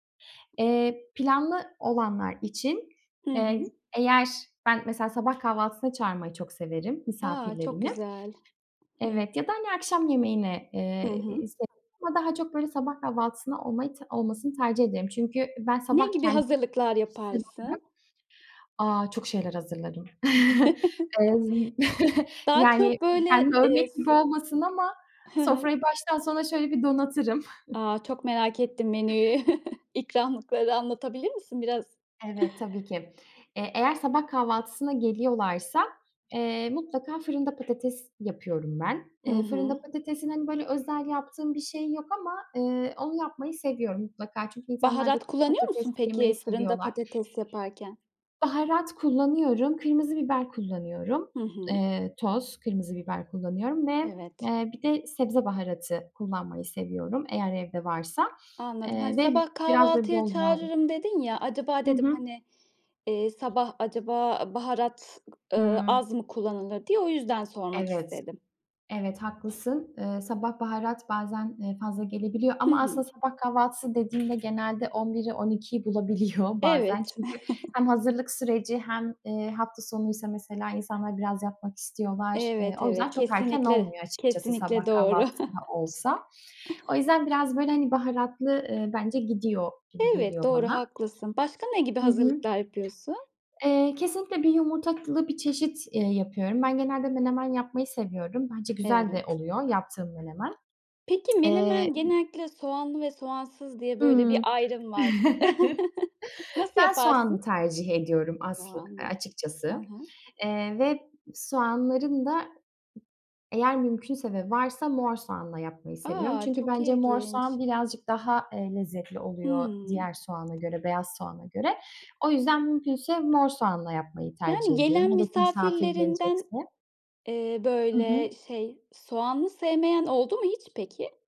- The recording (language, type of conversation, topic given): Turkish, podcast, Misafir ağırlamayı nasıl planlarsın?
- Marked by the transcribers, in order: tapping; other background noise; chuckle; chuckle; chuckle; laughing while speaking: "bulabiliyor"; chuckle; chuckle; tsk; chuckle